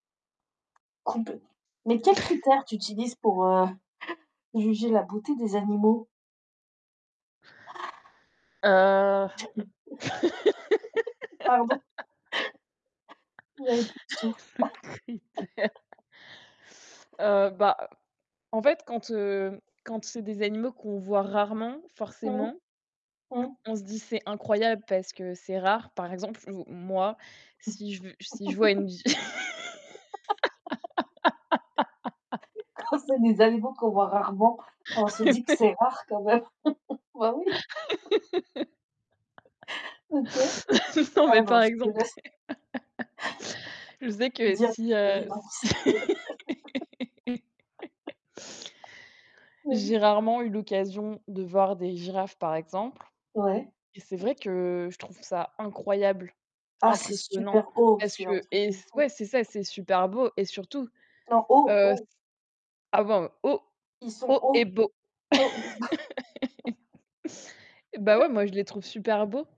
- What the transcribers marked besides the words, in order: tapping; static; chuckle; chuckle; gasp; chuckle; laugh; chuckle; laugh; laughing while speaking: "le critère"; chuckle; chuckle; laugh; laughing while speaking: "Quand"; laugh; laughing while speaking: "Mais ouais"; chuckle; laugh; laughing while speaking: "Non, mais par exemple"; chuckle; laugh; chuckle; distorted speech; laugh; other background noise; laugh; unintelligible speech; laugh; chuckle
- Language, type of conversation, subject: French, unstructured, Préférez-vous la beauté des animaux de compagnie ou celle des animaux sauvages ?